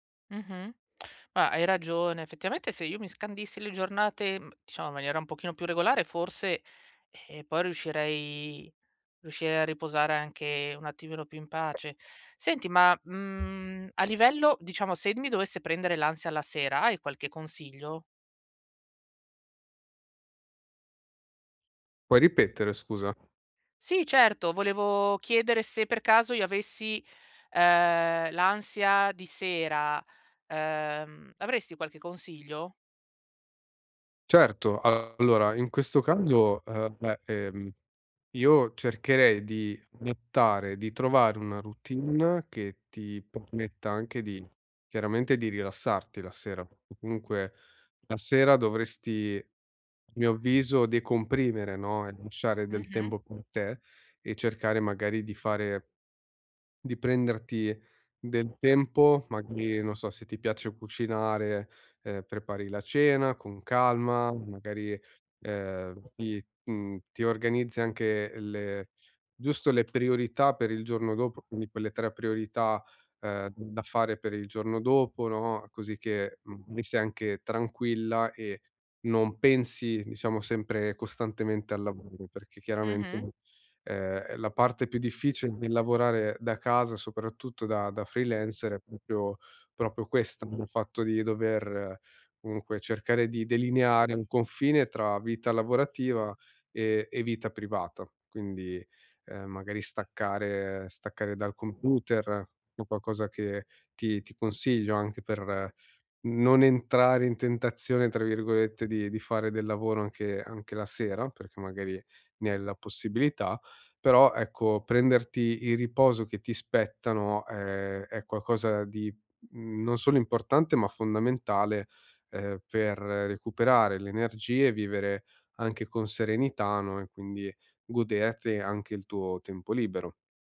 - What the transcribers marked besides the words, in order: tapping; other background noise; "chiaramente" said as "chiaramento"; "proprio-" said as "propio"; "proprio" said as "propio"
- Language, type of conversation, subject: Italian, advice, Come posso riposare senza sentirmi meno valido o in colpa?